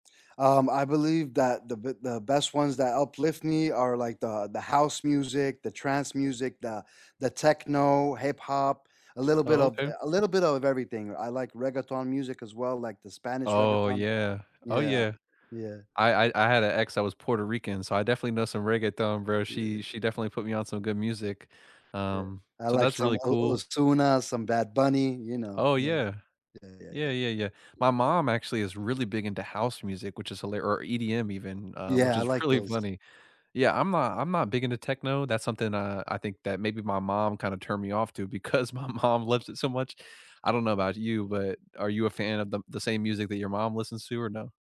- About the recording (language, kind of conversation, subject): English, unstructured, How do you use music to tune into your mood, support your mental health, and connect with others?
- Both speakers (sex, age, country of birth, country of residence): male, 35-39, United States, United States; male, 60-64, United States, United States
- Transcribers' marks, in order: other background noise; tapping; laughing while speaking: "because my mom"